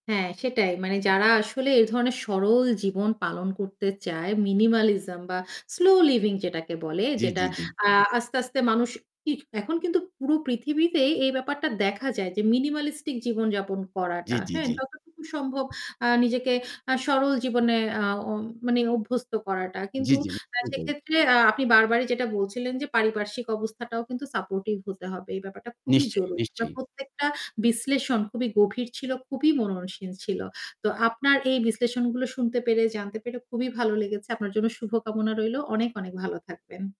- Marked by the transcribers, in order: in English: "minimalism"; in English: "স্লো লিভিং"; static; other background noise; in English: "minimalistic"
- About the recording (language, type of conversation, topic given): Bengali, podcast, আপনার মতে সাদামাটা জীবন শুরু করার প্রথম তিনটি ধাপ কী হওয়া উচিত?